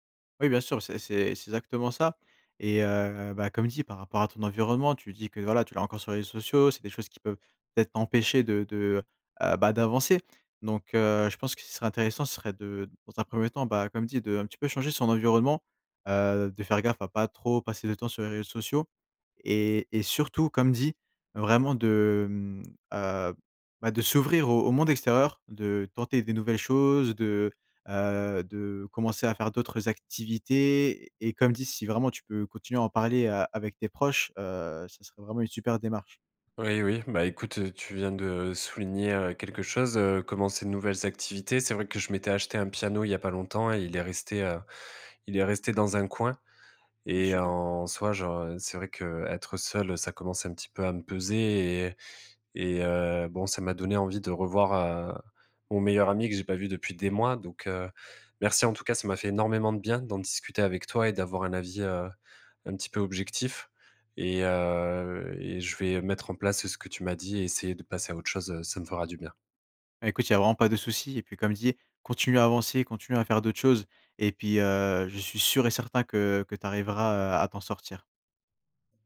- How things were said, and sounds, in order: none
- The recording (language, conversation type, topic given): French, advice, Comment vivez-vous la solitude et l’isolement social depuis votre séparation ?